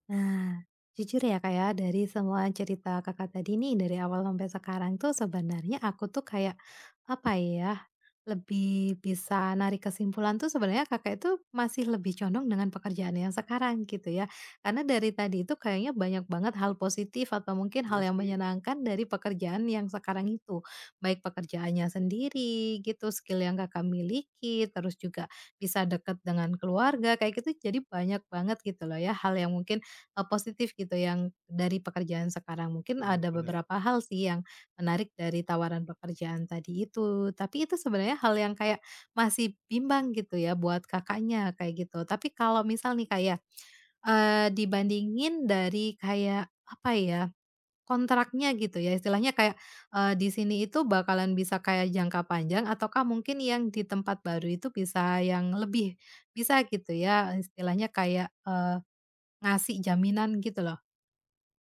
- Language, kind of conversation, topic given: Indonesian, advice, Bagaimana cara memutuskan apakah saya sebaiknya menerima atau menolak tawaran pekerjaan di bidang yang baru bagi saya?
- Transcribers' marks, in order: tapping; in English: "skill"; other background noise